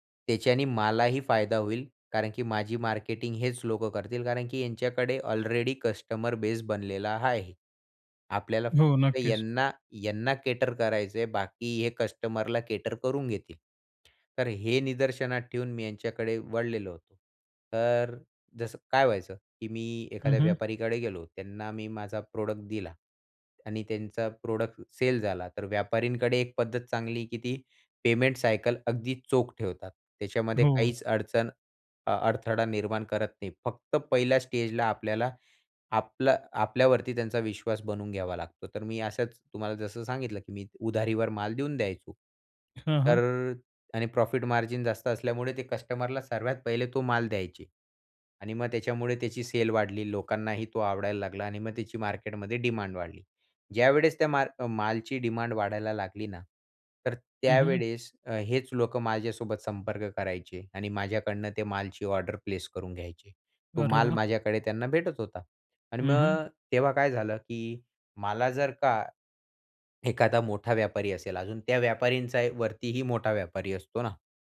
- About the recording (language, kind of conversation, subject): Marathi, podcast, नेटवर्किंगमध्ये सुरुवात कशी करावी?
- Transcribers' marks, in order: in English: "ऑलरेडी कस्टमर बेस"; in English: "केटर"; in English: "कस्टमरला केटर"; in English: "प्रोडक्ट"; in English: "प्रोडक्ट सेल"; in English: "पेमेंट सायकल"; in English: "प्रॉफिट मार्जिन"; in English: "ऑर्डर प्लेस"; swallow